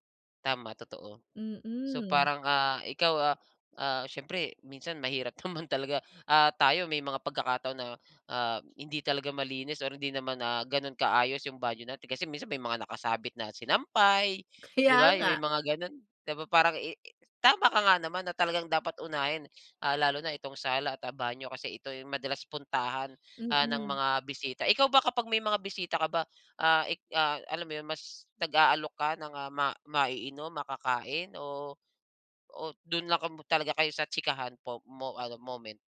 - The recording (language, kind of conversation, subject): Filipino, podcast, Paano ninyo inihahanda ang bahay kapag may biglaang bisita?
- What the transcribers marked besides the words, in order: gasp; laughing while speaking: "naman talaga"; gasp; gasp; laughing while speaking: "Kaya"; gasp; gasp; gasp; gasp